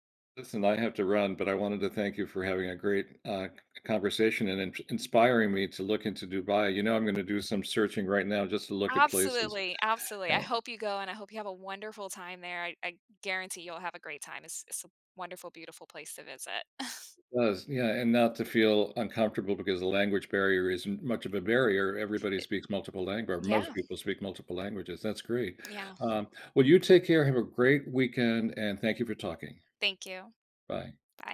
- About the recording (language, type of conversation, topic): English, unstructured, What is the most surprising place you have ever visited?
- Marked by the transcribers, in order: other background noise; chuckle